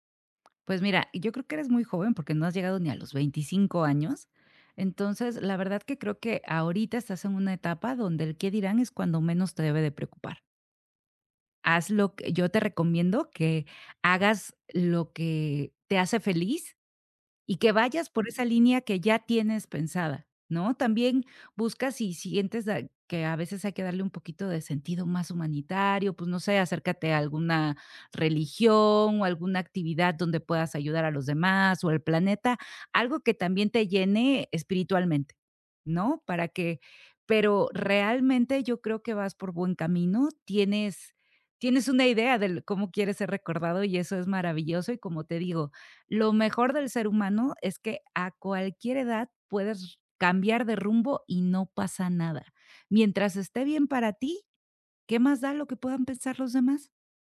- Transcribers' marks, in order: other background noise
- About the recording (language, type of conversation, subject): Spanish, advice, ¿Cómo puedo saber si mi vida tiene un propósito significativo?